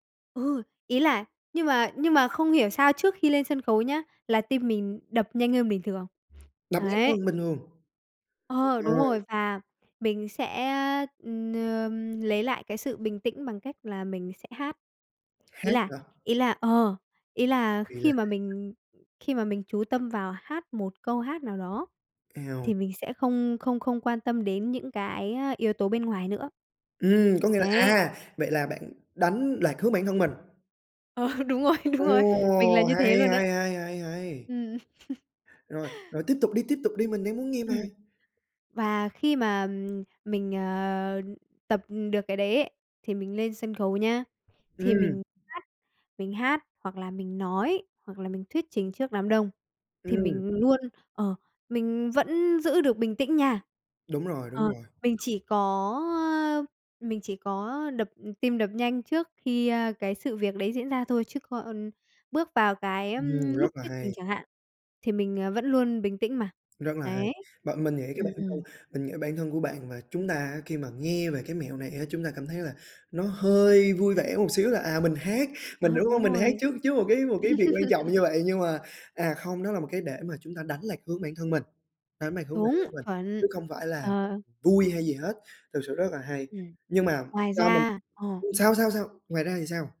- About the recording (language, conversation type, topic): Vietnamese, podcast, Điều gì giúp bạn xây dựng sự tự tin?
- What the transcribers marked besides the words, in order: other background noise; unintelligible speech; laughing while speaking: "Ờ, đúng rồi, đúng rồi"; laugh; tapping; laugh